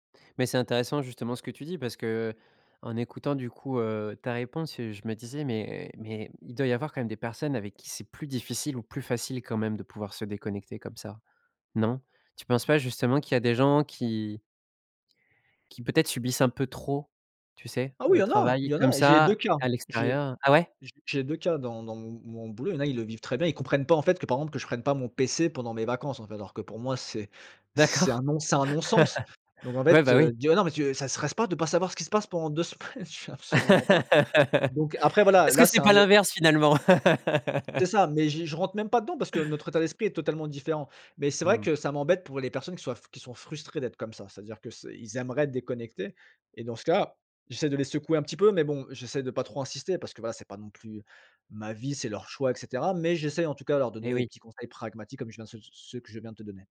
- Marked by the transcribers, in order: laughing while speaking: "D'accord"; laugh; tapping; laughing while speaking: "2 semaines ? je fais : Absolument pas"; laugh; laugh
- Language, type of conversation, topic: French, podcast, Comment fais-tu pour bien séparer le travail et le temps libre quand tu es chez toi ?